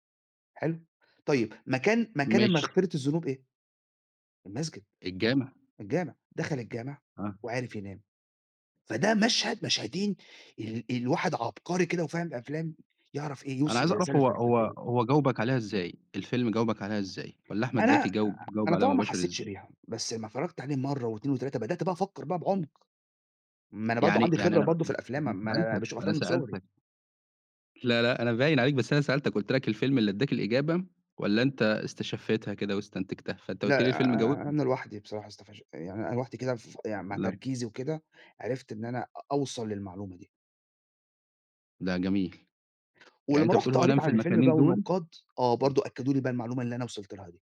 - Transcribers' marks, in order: unintelligible speech; unintelligible speech
- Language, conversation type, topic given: Arabic, podcast, إيه آخر فيلم خلّاك تفكّر بجد، وليه؟